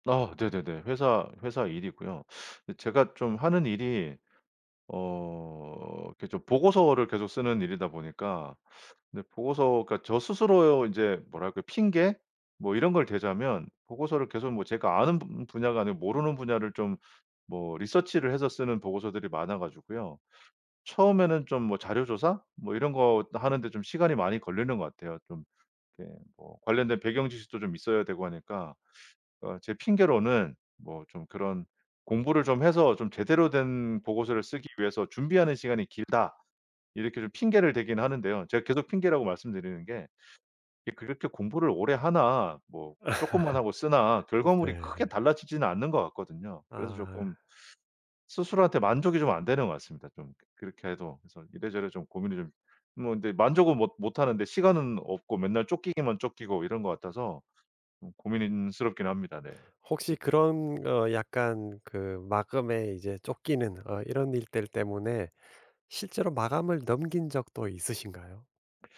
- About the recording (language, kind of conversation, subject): Korean, advice, 왜 저는 일을 자꾸 미루다가 마감 직전에만 급하게 처리하게 되나요?
- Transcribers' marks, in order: other background noise; tapping; laugh